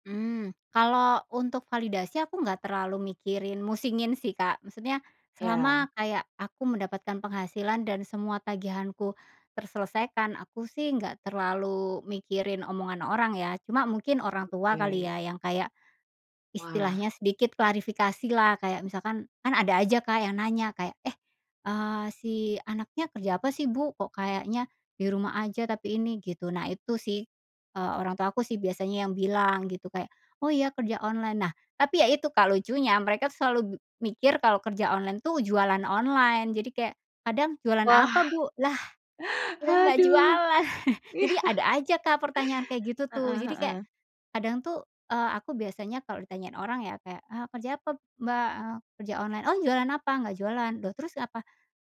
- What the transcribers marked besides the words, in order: other background noise; chuckle; laughing while speaking: "iya"
- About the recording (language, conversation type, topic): Indonesian, podcast, Adakah satu kesalahan yang dulu kamu lakukan, tapi sekarang kamu syukuri karena memberi pelajaran?